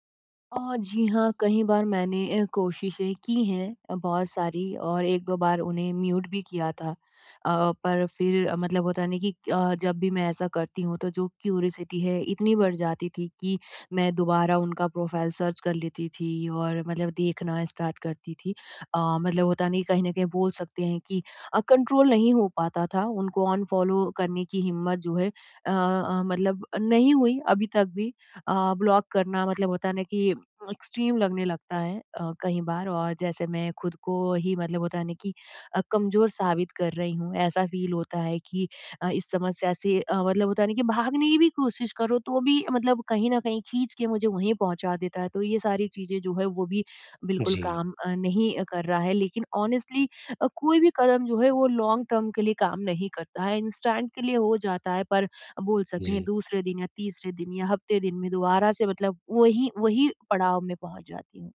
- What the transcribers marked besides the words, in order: other background noise; in English: "म्यूट"; in English: "क्यूरियोसिटी"; in English: "सर्च"; in English: "स्टार्ट"; in English: "कंट्रोल"; in English: "एक्सट्रीम"; in English: "फ़ील"; in English: "ऑनेस्टली"; in English: "लॉन्ग टर्म"; in English: "इंस्टेंट"
- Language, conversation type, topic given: Hindi, advice, सोशल मीडिया पर अपने पूर्व साथी को देखकर बार-बार मन को चोट क्यों लगती है?